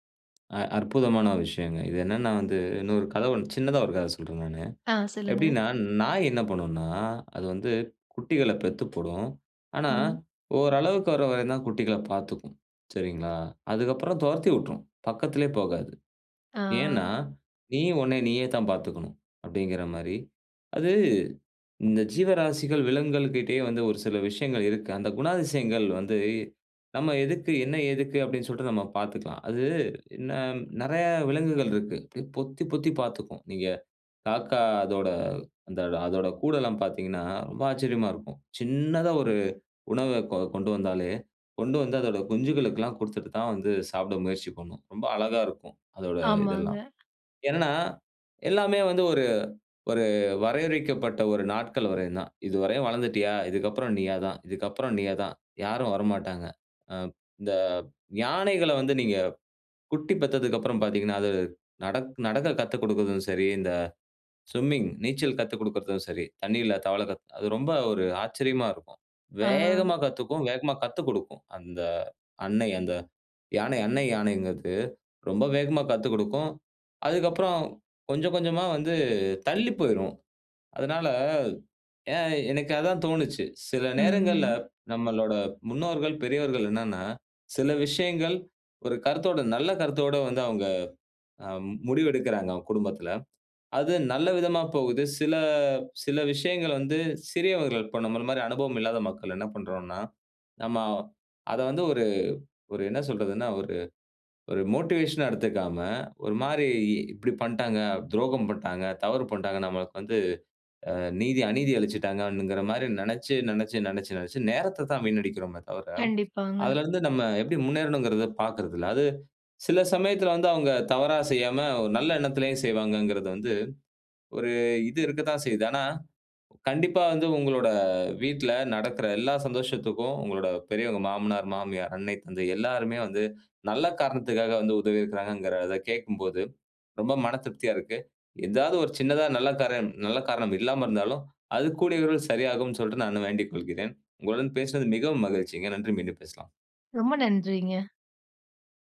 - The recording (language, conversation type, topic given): Tamil, podcast, உங்கள் வாழ்க்கையை மாற்றிய ஒரு தருணம் எது?
- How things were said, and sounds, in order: drawn out: "அது"; in English: "ஸ்விம்மிங்"; in English: "மோட்டிவேஷன்னா"; "காரணம்" said as "காரெம்"